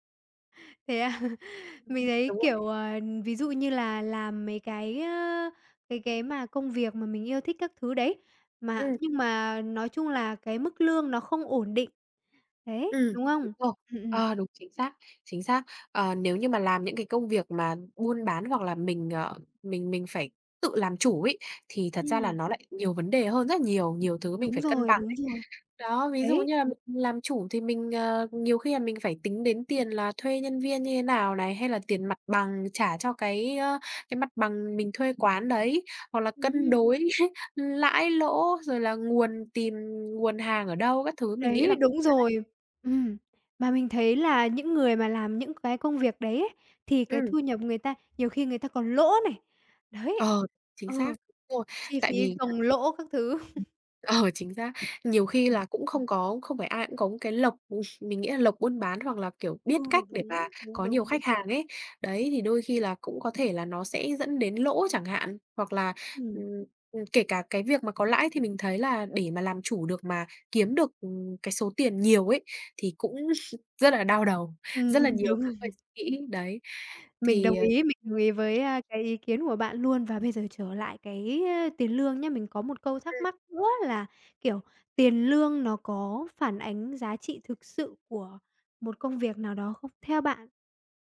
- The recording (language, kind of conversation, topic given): Vietnamese, podcast, Tiền lương quan trọng tới mức nào khi chọn việc?
- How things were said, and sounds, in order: laughing while speaking: "à?"; other background noise; tapping; laughing while speaking: "ờ"; chuckle; other noise; chuckle; laughing while speaking: "đúng"